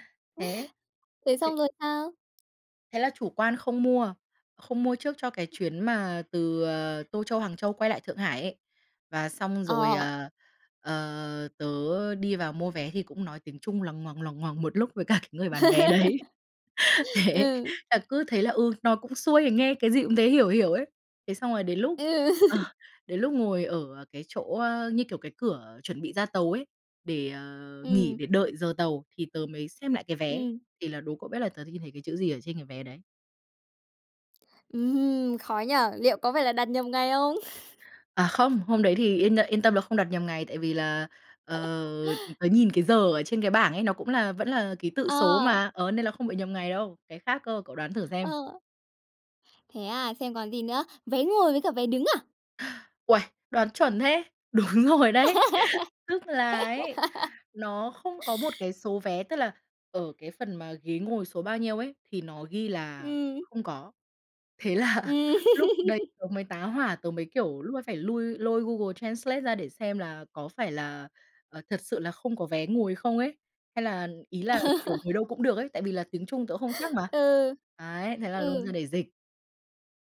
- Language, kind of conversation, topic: Vietnamese, podcast, Bạn có thể kể về một sai lầm khi đi du lịch và bài học bạn rút ra từ đó không?
- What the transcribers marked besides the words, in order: tapping; other background noise; laughing while speaking: "với cả cái"; laugh; laughing while speaking: "đấy. Thế"; laugh; laughing while speaking: "Ừ"; laugh; laugh; laugh; laughing while speaking: "Đúng rồi đấy"; giggle; laughing while speaking: "là"; laugh; laugh